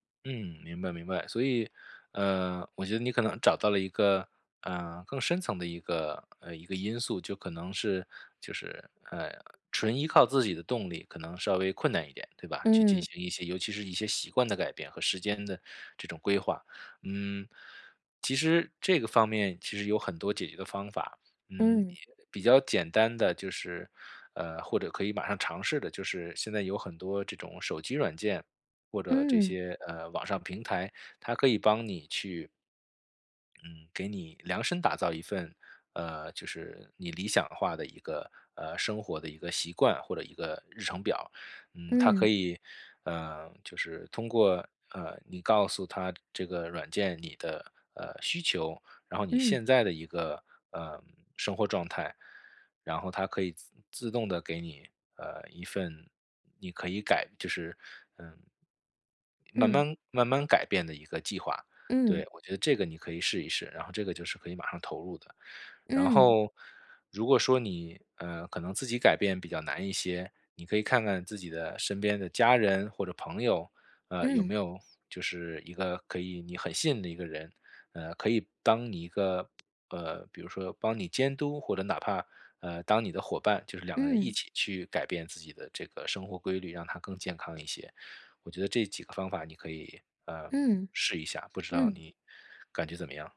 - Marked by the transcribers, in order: other background noise
- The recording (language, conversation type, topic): Chinese, advice, 假期里如何有效放松并恢复精力？